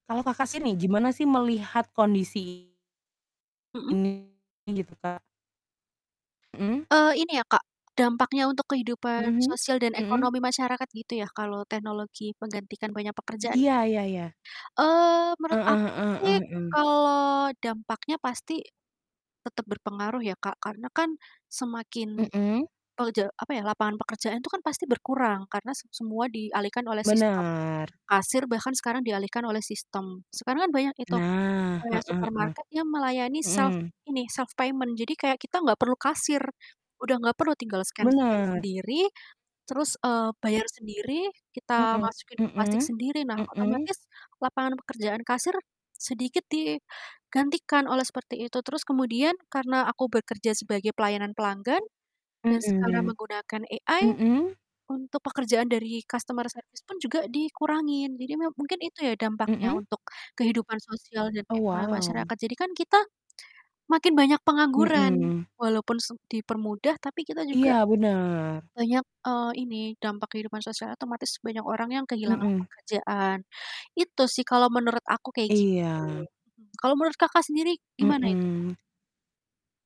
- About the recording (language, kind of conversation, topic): Indonesian, unstructured, Apakah kemajuan teknologi membuat pekerjaan manusia semakin tergantikan?
- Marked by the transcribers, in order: distorted speech; static; tapping; in English: "self"; in English: "self payment"; in English: "scan scan"; other background noise; in English: "AI"; in English: "customer service"